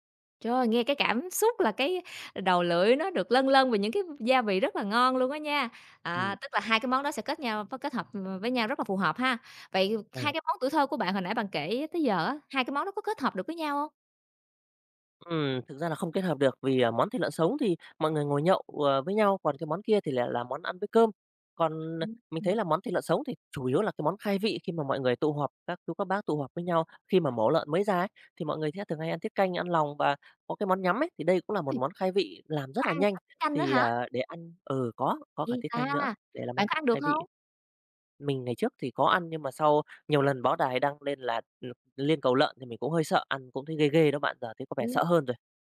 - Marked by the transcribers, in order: none
- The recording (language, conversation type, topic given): Vietnamese, podcast, Bạn có thể kể về món ăn tuổi thơ khiến bạn nhớ mãi không quên không?
- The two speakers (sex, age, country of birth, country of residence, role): female, 30-34, Vietnam, Vietnam, host; male, 35-39, Vietnam, Vietnam, guest